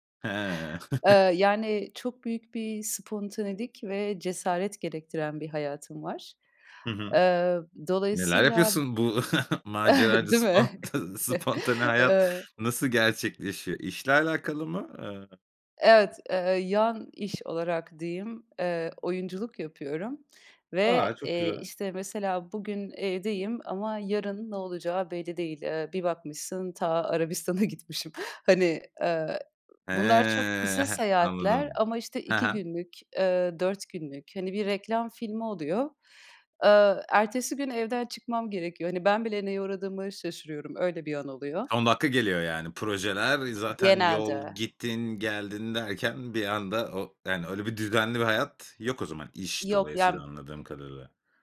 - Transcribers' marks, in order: chuckle; chuckle; other background noise; laughing while speaking: "sponta spontane"; chuckle; tapping; laughing while speaking: "gitmişim"; other noise; drawn out: "He"
- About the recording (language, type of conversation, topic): Turkish, podcast, Evde sakinleşmek için uyguladığın küçük ritüeller nelerdir?
- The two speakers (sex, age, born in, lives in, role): female, 30-34, Turkey, Netherlands, guest; male, 35-39, Turkey, Spain, host